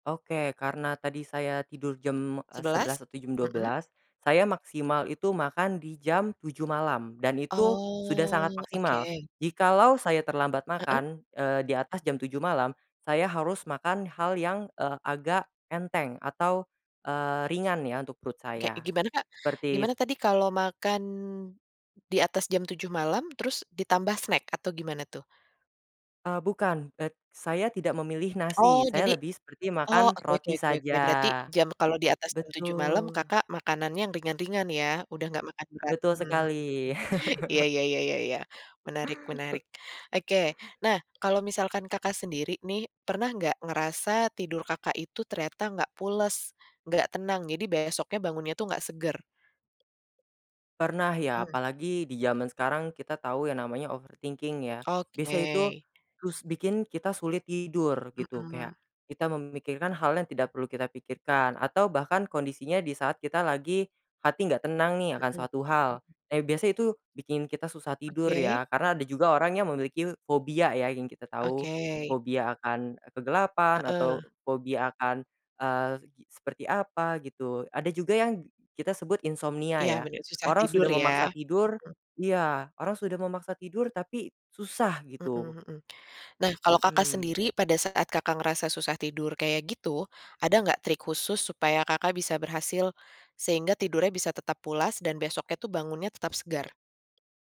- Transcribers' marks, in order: drawn out: "Oh"; other background noise; chuckle; in English: "overthinking"
- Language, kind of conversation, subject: Indonesian, podcast, Bisa ceritakan rutinitas tidur seperti apa yang membuat kamu bangun terasa segar?